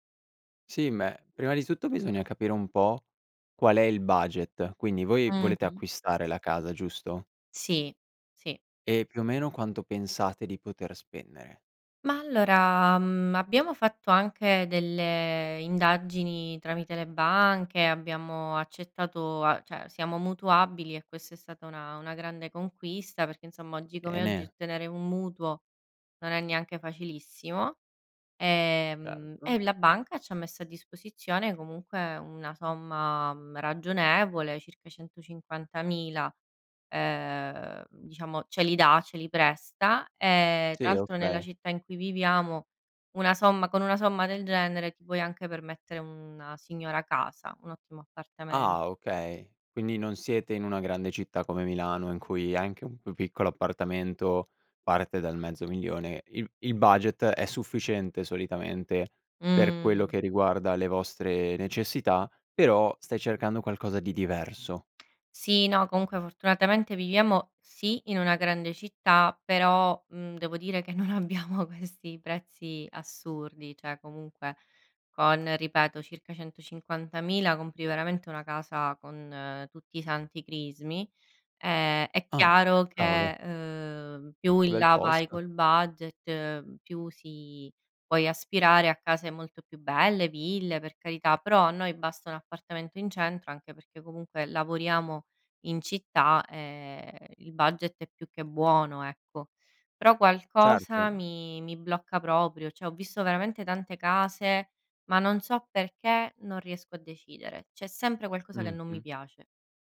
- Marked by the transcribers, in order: "cioè" said as "ceh"; other noise; laughing while speaking: "devo dire che non abbiamo questi"; "cioè" said as "ceh"; other background noise; "Cioè" said as "ceh"
- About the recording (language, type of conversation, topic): Italian, advice, Quali difficoltà stai incontrando nel trovare una casa adatta?